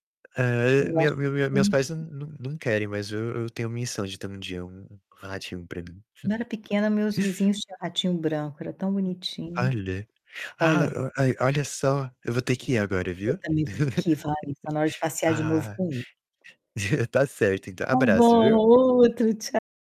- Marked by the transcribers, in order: distorted speech; tapping; other background noise; chuckle; unintelligible speech
- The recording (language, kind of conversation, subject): Portuguese, unstructured, Quais são os benefícios de brincar com os animais?